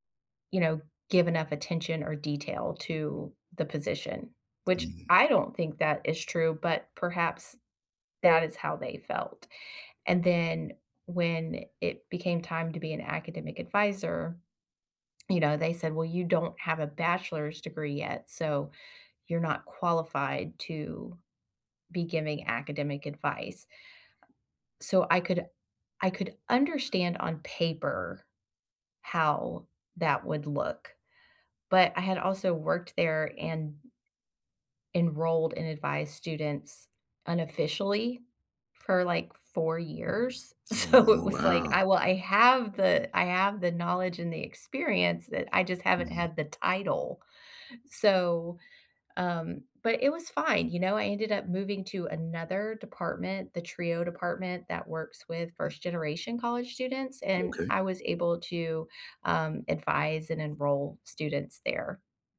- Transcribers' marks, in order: laughing while speaking: "So, it"; tapping
- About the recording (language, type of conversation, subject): English, unstructured, Have you ever felt overlooked for a promotion?